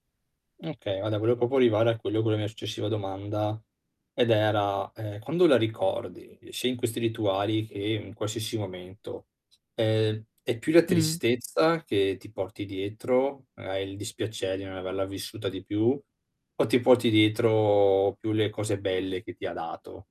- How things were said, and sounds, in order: "proprio" said as "propo"; tapping; drawn out: "dietro"; static
- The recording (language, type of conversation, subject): Italian, advice, Come posso ricostruire la fiducia dopo una perdita emotiva?